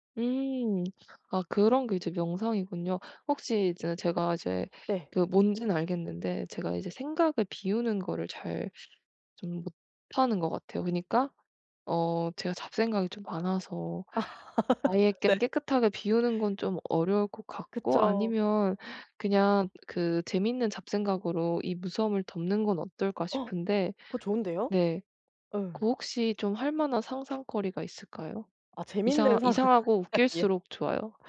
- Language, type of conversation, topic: Korean, advice, 짧은 시간 안에 긴장을 풀기 위한 간단한 루틴은 무엇인가요?
- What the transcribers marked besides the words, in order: laugh; other background noise; laughing while speaking: "상상이요"